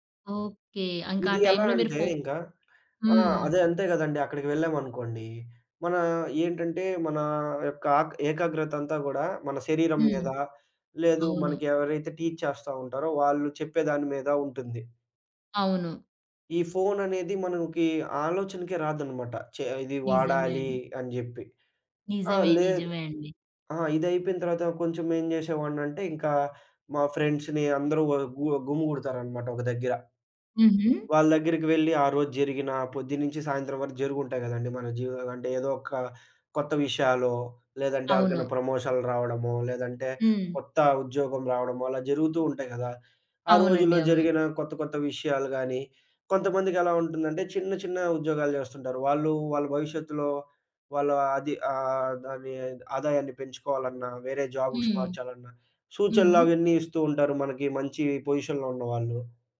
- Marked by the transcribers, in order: in English: "టీచ్"; in English: "ఫ్రెండ్స్‌ని"; in English: "జాబ్స్‌కి"; in English: "పొజిషన్‌లో"
- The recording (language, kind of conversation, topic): Telugu, podcast, కంప్యూటర్, ఫోన్ వాడకంపై పరిమితులు ఎలా పెట్టాలి?